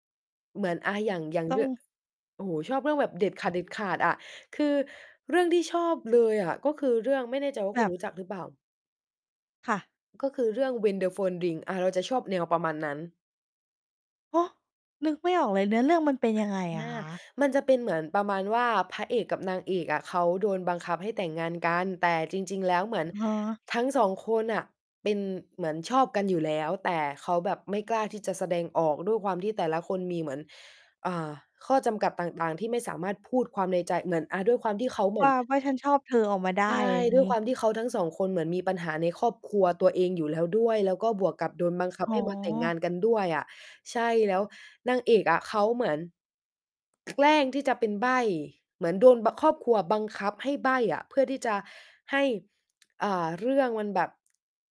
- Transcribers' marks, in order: tapping; other background noise; distorted speech
- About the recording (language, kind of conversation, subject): Thai, podcast, คุณชอบซีรีส์แนวไหนที่สุด และเพราะอะไร?